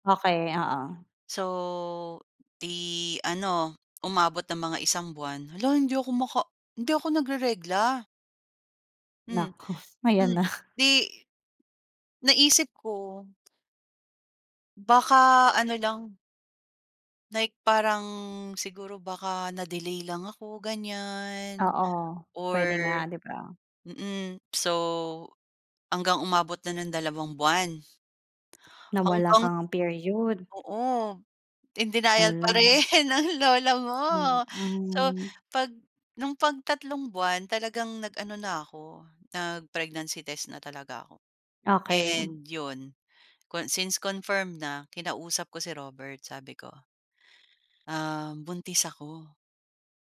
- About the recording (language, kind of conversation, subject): Filipino, podcast, May tao bang biglang dumating sa buhay mo nang hindi mo inaasahan?
- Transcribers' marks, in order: tapping; other background noise; laughing while speaking: "Naku, ayan na"; in English: "na-delay"; wind; tongue click; in English: "in denial"; in English: "rin ang lola mo"; in English: "nag-pregnancy test"; in English: "since confirmed"